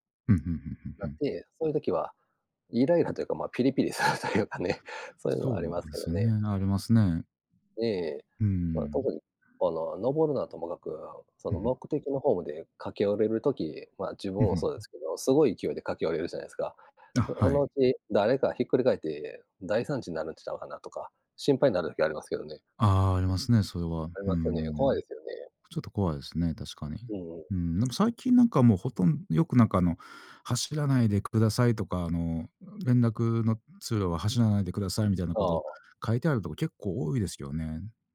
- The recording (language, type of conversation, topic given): Japanese, unstructured, 電車やバスの混雑でイライラしたことはありますか？
- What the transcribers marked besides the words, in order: laughing while speaking: "ピリピリするというかね"